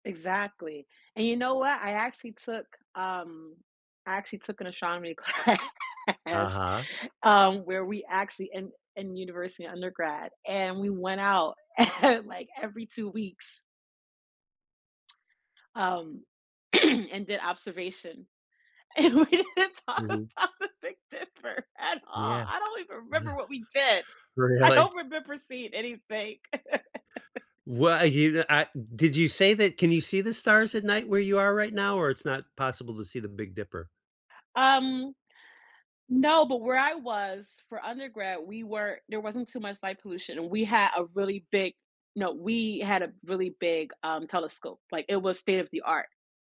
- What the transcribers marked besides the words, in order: laughing while speaking: "class"; tapping; chuckle; throat clearing; laughing while speaking: "And we didn't talk about the big dipper at all"; other noise; laughing while speaking: "Really?"; laughing while speaking: "I don't remember"; laugh
- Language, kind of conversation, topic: English, unstructured, Have you ever had a moment when nature felt powerful or awe-inspiring?
- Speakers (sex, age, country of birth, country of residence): female, 35-39, United States, United States; male, 60-64, United States, United States